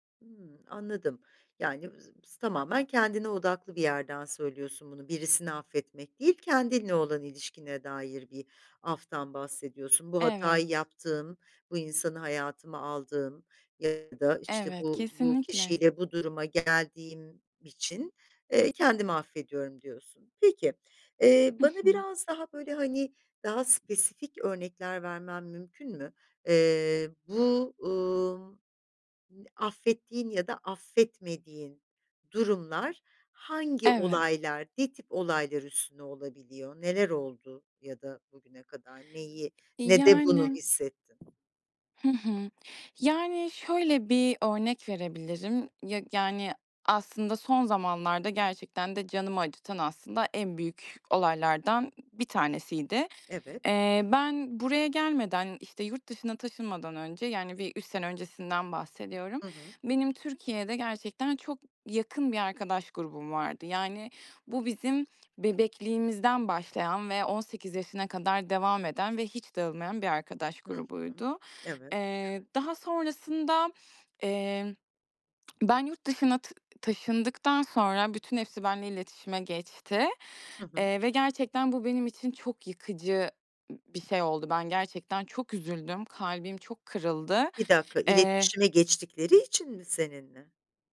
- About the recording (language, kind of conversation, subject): Turkish, podcast, Affetmek senin için ne anlama geliyor?
- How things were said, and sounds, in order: unintelligible speech; other background noise; tapping